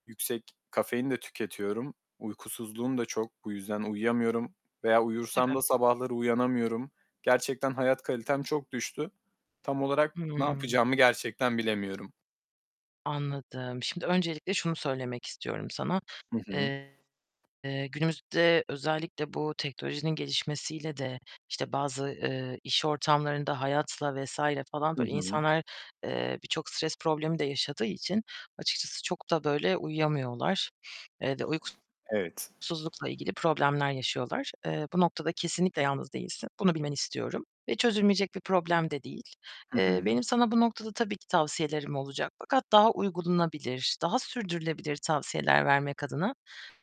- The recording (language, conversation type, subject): Turkish, advice, Uykusuzluk ve endişe döngüsünü nasıl kırabilirim?
- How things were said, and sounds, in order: static; other background noise; distorted speech; unintelligible speech